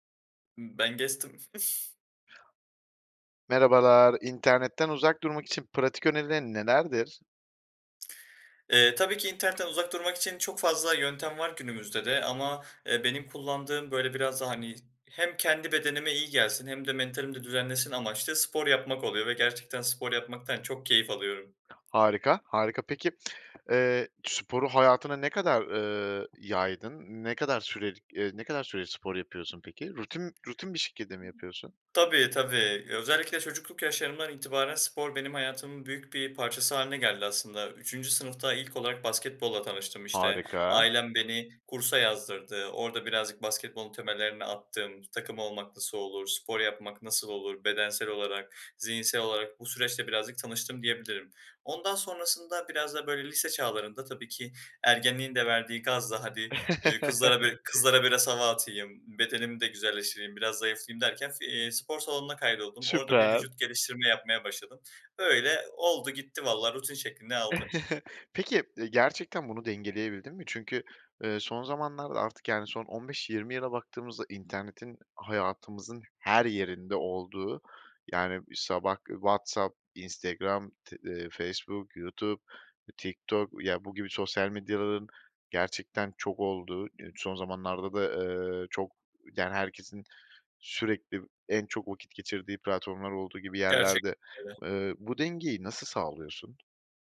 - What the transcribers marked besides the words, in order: in English: "guest'im"; chuckle; other background noise; tapping; chuckle; chuckle; unintelligible speech
- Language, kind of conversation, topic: Turkish, podcast, İnternetten uzak durmak için hangi pratik önerilerin var?